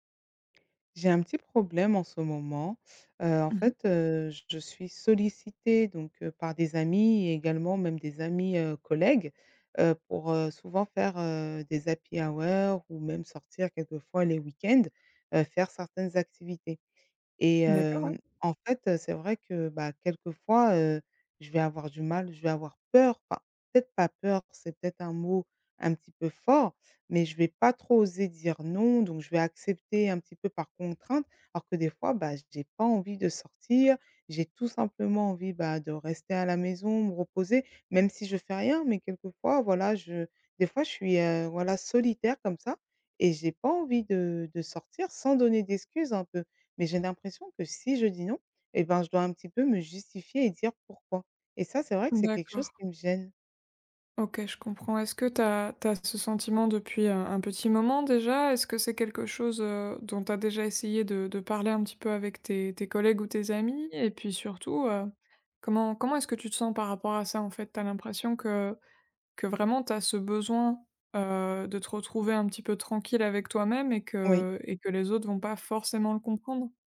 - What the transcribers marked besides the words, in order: none
- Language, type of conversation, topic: French, advice, Comment puis-je refuser des invitations sociales sans me sentir jugé ?